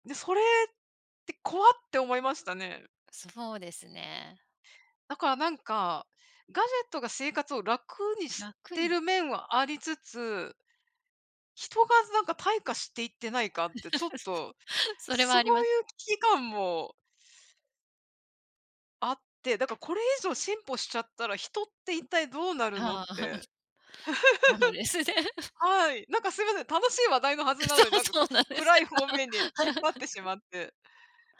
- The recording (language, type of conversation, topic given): Japanese, unstructured, どのようなガジェットが日々の生活を楽にしてくれましたか？
- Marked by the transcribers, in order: tapping; laugh; other background noise; chuckle; laughing while speaking: "そうですね"; laugh; laughing while speaking: "そう そうなんです"; laugh